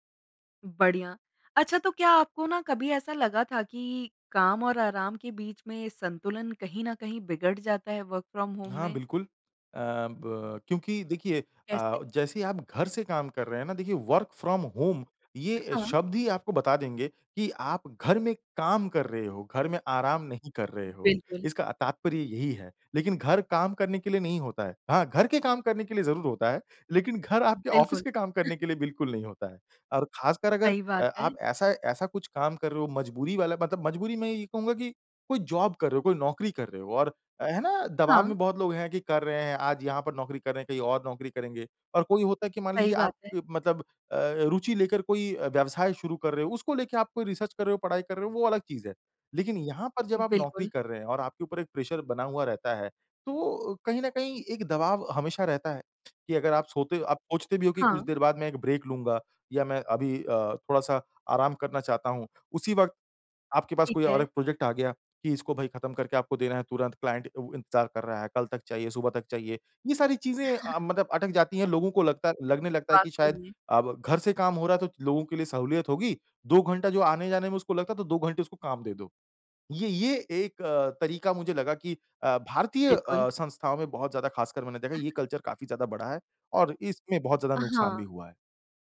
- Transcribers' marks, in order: in English: "वर्क फ्रॉम होम"; in English: "वर्क फ्रॉम होम"; in English: "ऑफ़िस"; chuckle; in English: "जॉब"; in English: "रिसर्च"; other background noise; in English: "प्रेशर"; in English: "ब्रेक"; in English: "प्रोजेक्ट"; in English: "क्लाइंट"; chuckle; in English: "कल्चर"; chuckle
- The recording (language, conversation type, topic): Hindi, podcast, घर से काम करने का आपका अनुभव कैसा रहा है?
- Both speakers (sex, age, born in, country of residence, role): female, 25-29, India, India, host; male, 30-34, India, India, guest